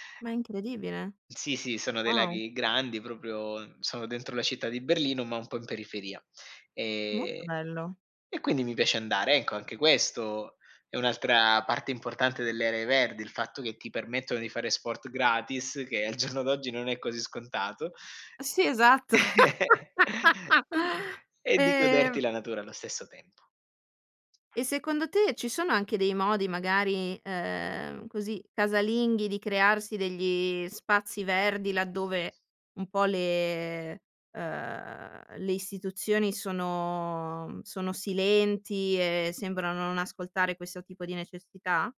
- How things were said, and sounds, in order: laughing while speaking: "al giorno"; chuckle; other background noise; laugh; drawn out: "le uhm"; drawn out: "sono"
- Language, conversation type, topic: Italian, podcast, Come spiegheresti l'importanza delle aree verdi in città?